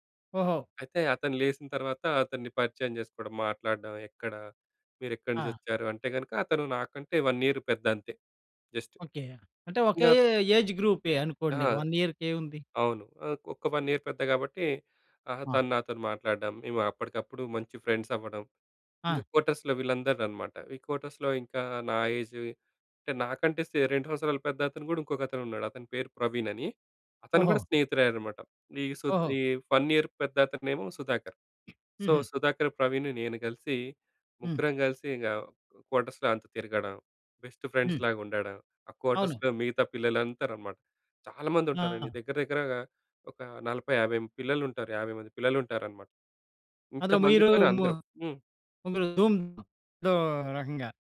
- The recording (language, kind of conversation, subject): Telugu, podcast, కొత్త చోటుకు వెళ్లినప్పుడు మీరు కొత్త స్నేహితులను ఎలా చేసుకుంటారు?
- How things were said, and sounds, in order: in English: "వన్ ఇయర్"; in English: "వన్ ఇయర్"; in English: "వన్ ఇయర్"; in English: "ఫ్రెండ్స్"; in English: "కోటర్స్‌లో"; in English: "కోటర్స్‌లో"; in English: "ఫన్ ఇయర్"; other noise; in English: "సో"; in English: "కోటర్స్‌లో"; in English: "బెస్ట్ ఫ్రెండ్స్‌లాగా"; in English: "కోటర్స్‌లో"; unintelligible speech